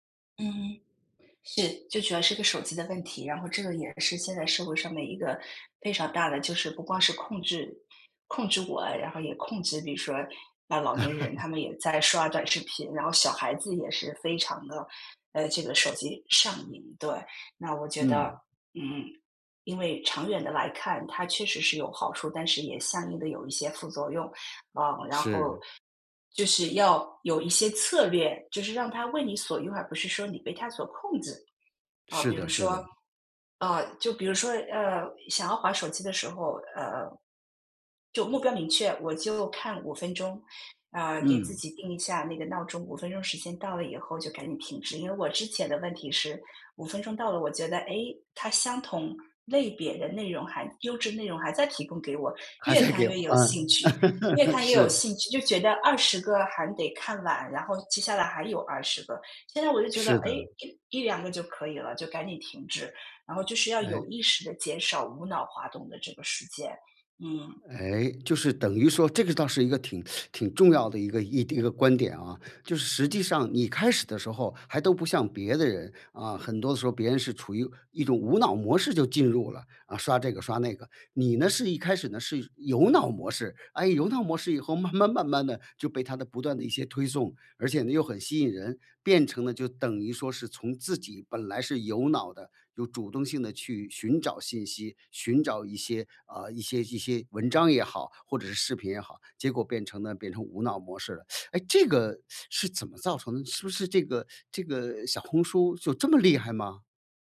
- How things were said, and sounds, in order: other background noise; tapping; chuckle; laughing while speaking: "还在给"; chuckle; teeth sucking; teeth sucking
- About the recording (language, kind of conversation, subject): Chinese, podcast, 你会如何控制刷短视频的时间？
- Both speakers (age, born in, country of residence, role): 45-49, China, United States, guest; 55-59, China, United States, host